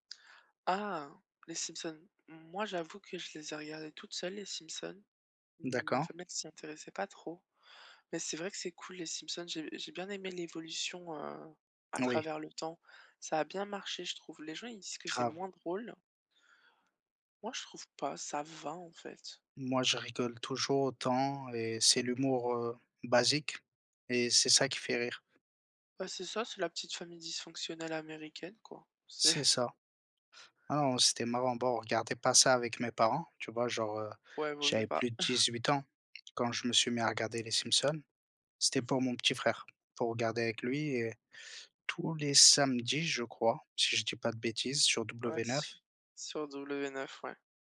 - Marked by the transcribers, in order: chuckle
- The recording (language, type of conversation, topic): French, unstructured, Quel rôle les plateformes de streaming jouent-elles dans vos loisirs ?